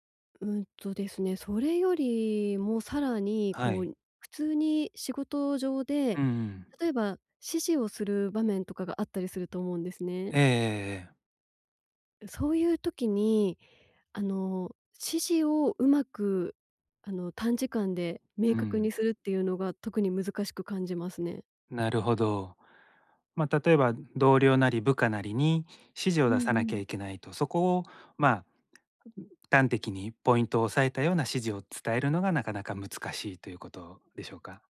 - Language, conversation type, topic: Japanese, advice, 短時間で会議や発表の要点を明確に伝えるには、どうすればよいですか？
- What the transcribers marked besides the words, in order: none